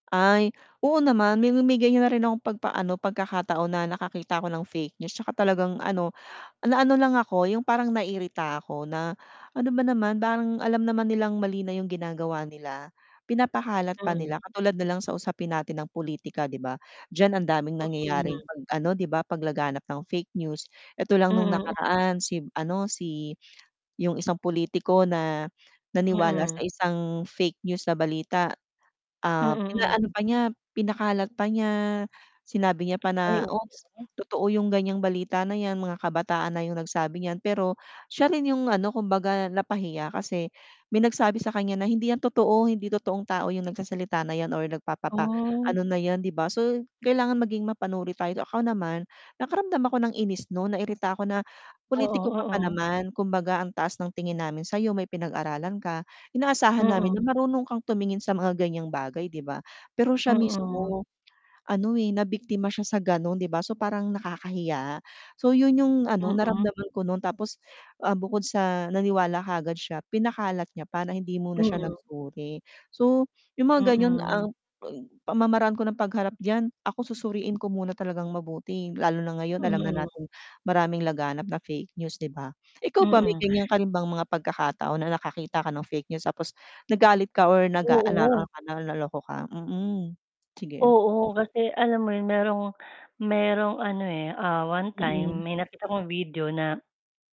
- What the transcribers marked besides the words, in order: other background noise; distorted speech; tapping; static; mechanical hum
- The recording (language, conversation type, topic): Filipino, unstructured, Ano ang opinyon mo sa paglaganap ng maling balita sa mga platapormang pangmidyang panlipunan?